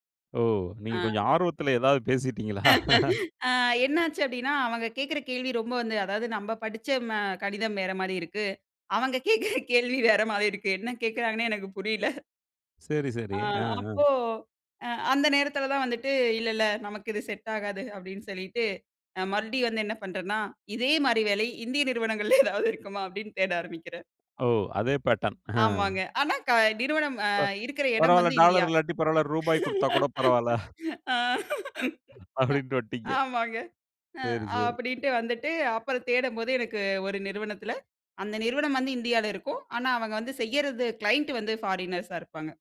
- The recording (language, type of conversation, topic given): Tamil, podcast, பிறரின் வேலைகளை ஒப்பிட்டுப் பார்த்தால் மனம் கலங்கும்போது நீங்கள் என்ன செய்கிறீர்கள்?
- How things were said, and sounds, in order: laughing while speaking: "நீங்க கொஞ்சம் ஆர்வத்துல எதாவது பேசிட்டீங்களா?"; laugh; other noise; laughing while speaking: "அவங்க கேக்குற கேள்வி வேற மாரி இருக்கு. என்ன கேக்குறாங்கன்னே எனக்கு புரில"; in English: "செட்"; laughing while speaking: "இதே மாரி வேலை, இந்திய நிறுவனங்கள்ல ஏதாவது இருக்குமா அப்டின்னு தேட ஆரம்பிக்கிறேன்"; in English: "பேட்டர்ன்"; laugh; chuckle; laughing while speaking: "அப்டின்ட்டு வந்டீங்க"; laughing while speaking: "சரி, சரி"; in English: "கிளையன்ட்டு"; in English: "ஃபாரினர்ஸா"